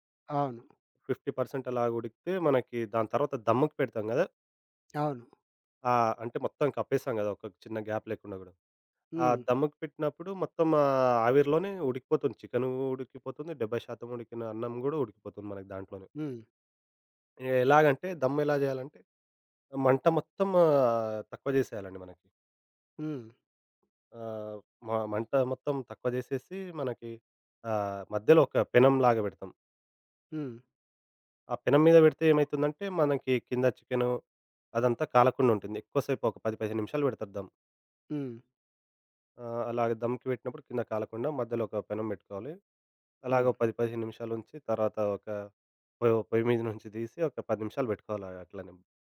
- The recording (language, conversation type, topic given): Telugu, podcast, వంటను కలిసి చేయడం మీ ఇంటికి ఎలాంటి ఆత్మీయ వాతావరణాన్ని తెస్తుంది?
- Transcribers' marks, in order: tapping; in English: "ఫిఫ్టీ పర్సెంట్"; in English: "గ్యాప్"